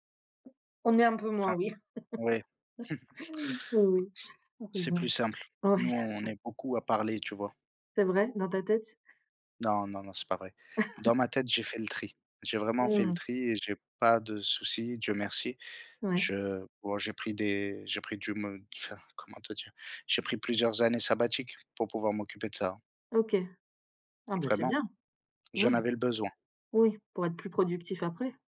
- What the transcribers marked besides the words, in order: tapping; chuckle; other background noise; chuckle
- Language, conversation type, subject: French, unstructured, Comment trouvez-vous du temps pour la réflexion personnelle dans une journée chargée ?